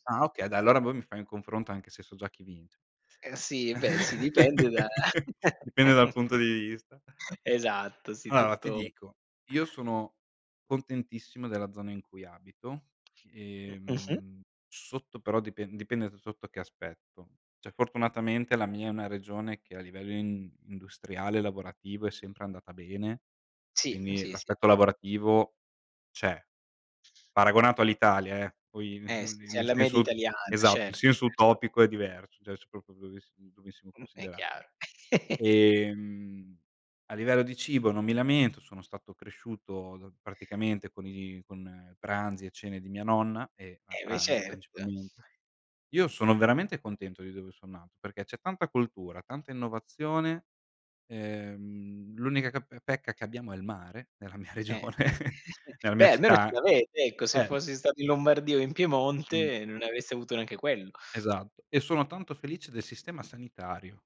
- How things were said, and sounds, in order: laugh; laugh; chuckle; chuckle; laughing while speaking: "regione"; chuckle
- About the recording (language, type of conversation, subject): Italian, unstructured, Cosa ti rende orgoglioso della tua città o del tuo paese?